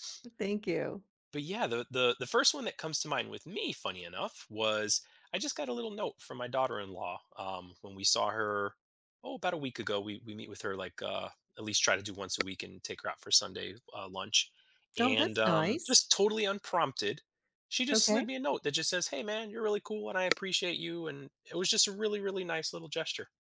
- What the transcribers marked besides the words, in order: other background noise; tapping
- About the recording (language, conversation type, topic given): English, unstructured, Why do small acts of kindness have such a big impact on our lives?
- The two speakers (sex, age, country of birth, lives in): female, 70-74, United States, United States; male, 40-44, United States, United States